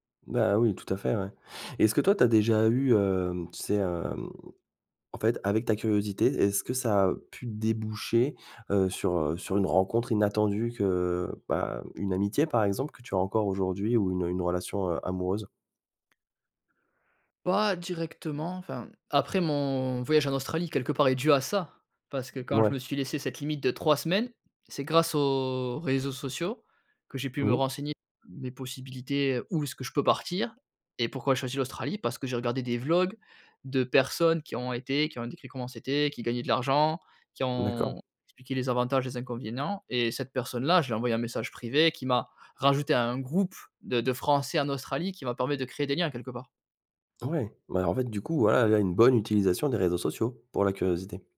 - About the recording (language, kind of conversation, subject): French, podcast, Comment cultives-tu ta curiosité au quotidien ?
- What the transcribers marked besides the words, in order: other background noise